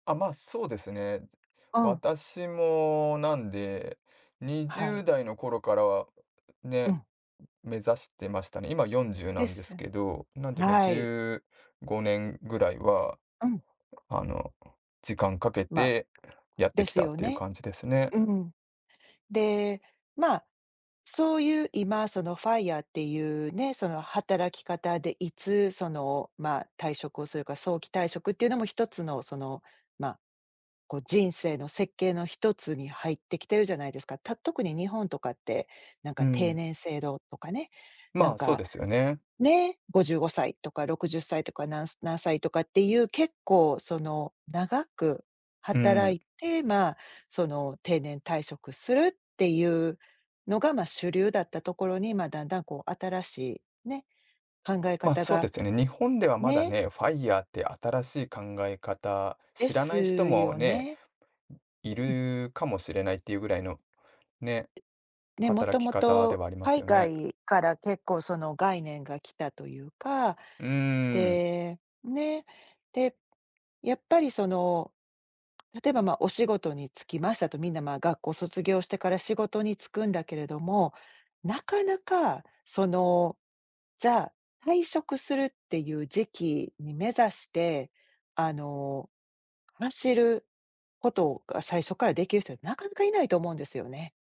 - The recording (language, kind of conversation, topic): Japanese, advice, 成功しても「運だけだ」と感じてしまうのはなぜですか？
- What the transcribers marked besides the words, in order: in English: "FIRE"; in English: "FIRE"